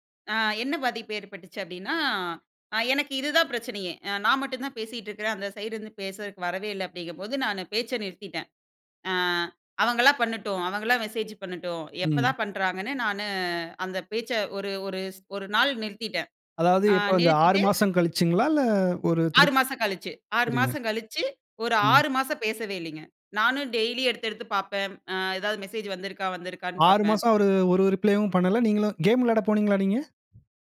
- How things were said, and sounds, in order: in English: "மெசேஜ்"; in English: "மெசேஜ்"; in English: "ரிப்ளேயும்"; anticipating: "கேம் விளையாடப் போனீங்களா நீங்க?"; other noise
- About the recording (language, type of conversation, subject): Tamil, podcast, ஒரு உறவு முடிந்ததற்கான வருத்தத்தை எப்படிச் சமாளிக்கிறீர்கள்?